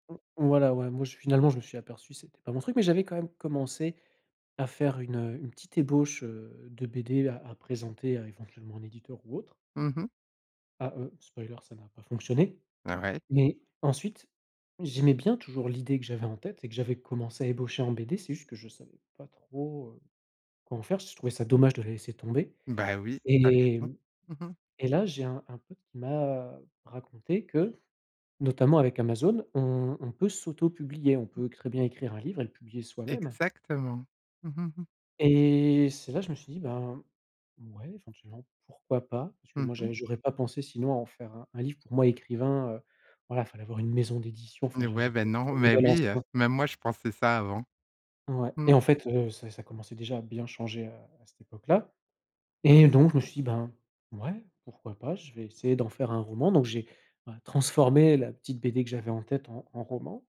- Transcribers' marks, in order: other background noise; chuckle
- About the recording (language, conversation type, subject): French, podcast, Quelle compétence as-tu apprise en autodidacte ?
- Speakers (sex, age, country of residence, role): female, 40-44, France, host; male, 40-44, France, guest